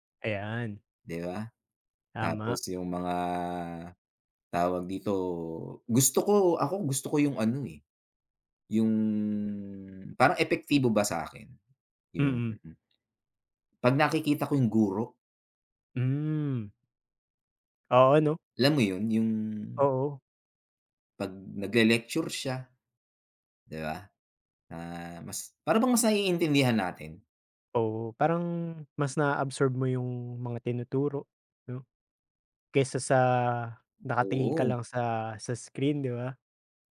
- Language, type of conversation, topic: Filipino, unstructured, Paano nagbago ang paraan ng pag-aaral dahil sa mga plataporma sa internet para sa pagkatuto?
- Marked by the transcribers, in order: tapping